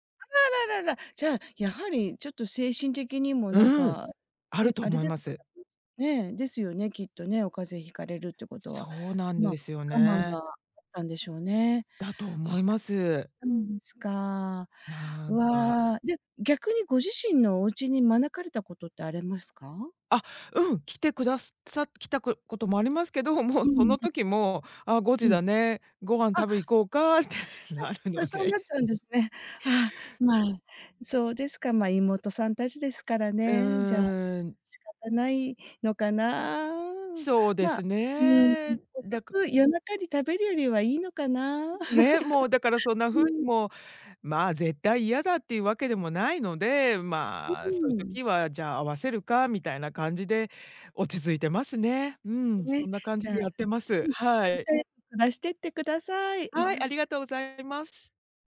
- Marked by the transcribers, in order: joyful: "あら ら ら"; unintelligible speech; unintelligible speech; "あり" said as "あれ"; chuckle; other background noise
- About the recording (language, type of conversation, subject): Japanese, advice, 旅行や出張で日常のルーティンが崩れるのはなぜですか？